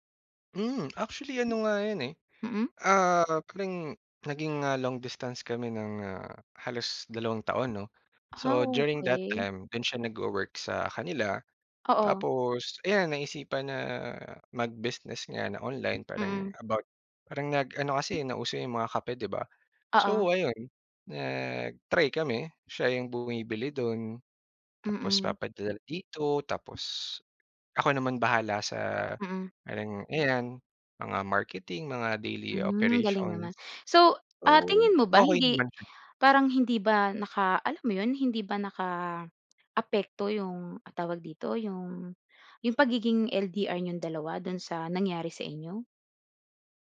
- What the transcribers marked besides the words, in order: tapping
- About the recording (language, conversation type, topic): Filipino, podcast, Paano ka nagpapasya kung iiwan mo o itutuloy ang isang relasyon?